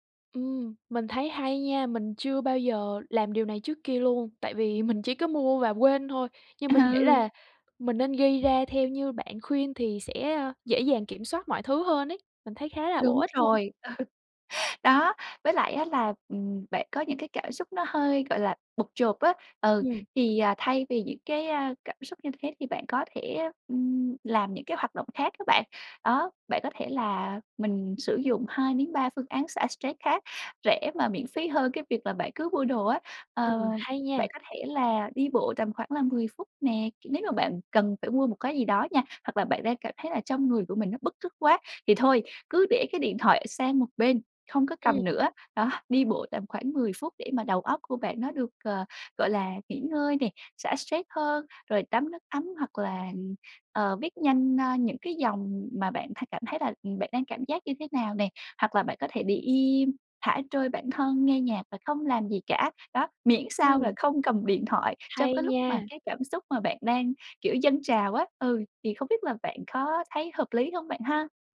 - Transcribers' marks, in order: laughing while speaking: "mình"; tapping; laughing while speaking: "Ừ"; laughing while speaking: "Ừ"; other background noise
- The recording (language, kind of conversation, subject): Vietnamese, advice, Làm sao để hạn chế mua sắm những thứ mình không cần mỗi tháng?